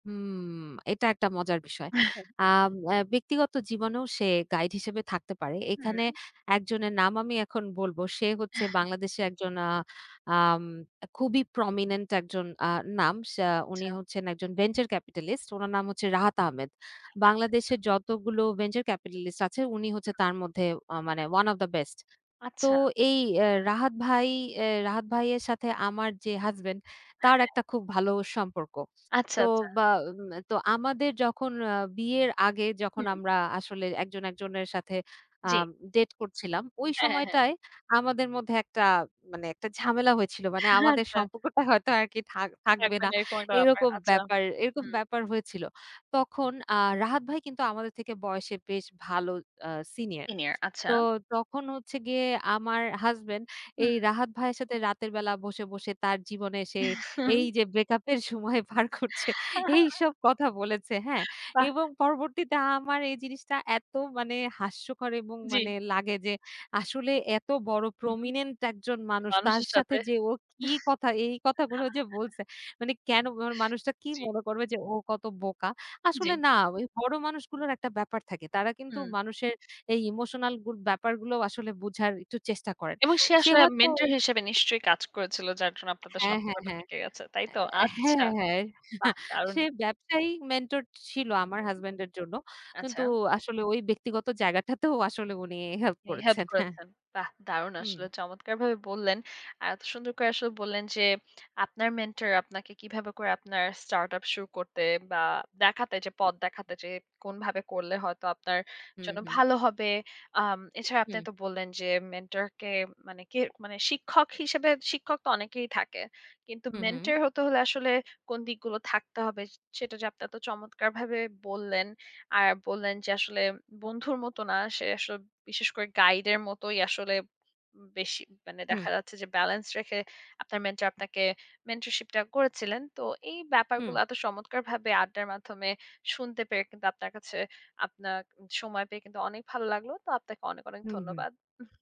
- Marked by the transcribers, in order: tapping; other background noise; in English: "প্রমিনেন্ট"; in English: "ভেঞ্চার ক্যাপিটালিস্ট"; in English: "ভেঞ্চার ক্যাপিটালিস্ট"; in English: "ওয়ান অব দা বেস্ট"; in English: "ডেট"; laughing while speaking: "আচ্ছা"; chuckle; chuckle; in English: "প্রমিনেন্ট"; chuckle; chuckle; in English: "মেন্টর"; in English: "হেল্প"; in English: "স্টার্ট আপ"; in English: "মেন্টরশিপ"; "আপনার" said as "আপনাক"
- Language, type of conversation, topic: Bengali, podcast, আপনার কাছে একজন ভালো মেন্টর কেমন হওয়া উচিত?